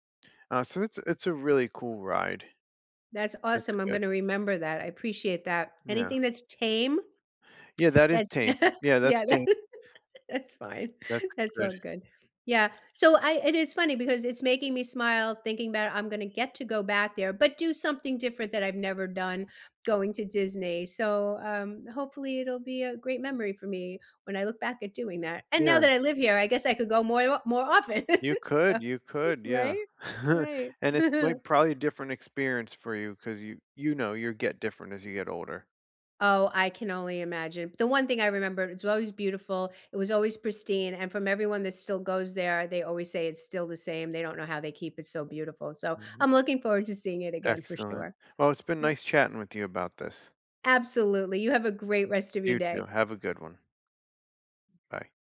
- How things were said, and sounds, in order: laugh; laughing while speaking: "that that's fine"; chuckle; laughing while speaking: "often, so"; tapping; chuckle
- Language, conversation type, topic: English, unstructured, What is your favorite travel memory that always makes you smile?